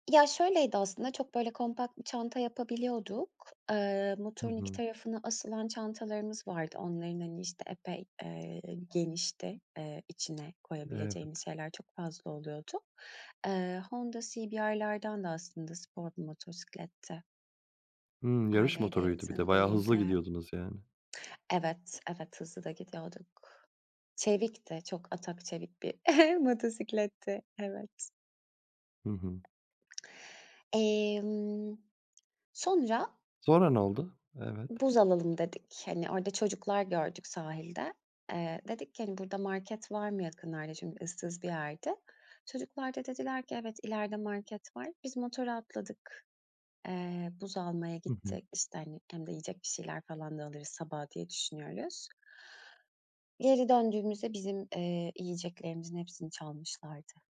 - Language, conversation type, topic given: Turkish, podcast, Kamp yaparken başına gelen unutulmaz bir olayı anlatır mısın?
- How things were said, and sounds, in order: other background noise; chuckle; tapping